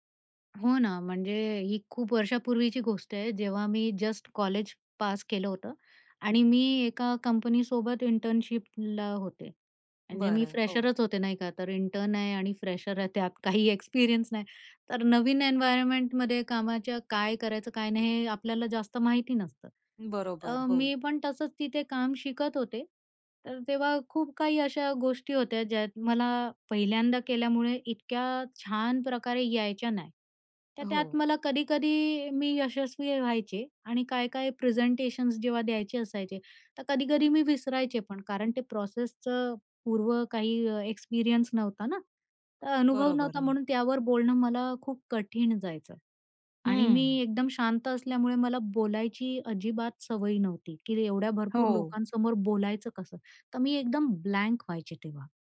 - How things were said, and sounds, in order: in English: "जस्ट"; in English: "इंटर्नशिपला"; in English: "फ्रेशरच"; in English: "इंटर्न"; in English: "फ्रेशर"; laughing while speaking: "त्यात काही एक्सपिरियन्स नाही"; in English: "एक्सपिरियन्स"; in English: "एन्व्हायरमेंटमध्ये"; in English: "प्रेझेंटेशन्स"; in English: "प्रोसेसचं"; in English: "एक्सपिरियन्स"; in English: "ब्लँक"
- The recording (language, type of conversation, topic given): Marathi, podcast, कामातील अपयशांच्या अनुभवांनी तुमची स्वतःची ओळख कशी बदलली?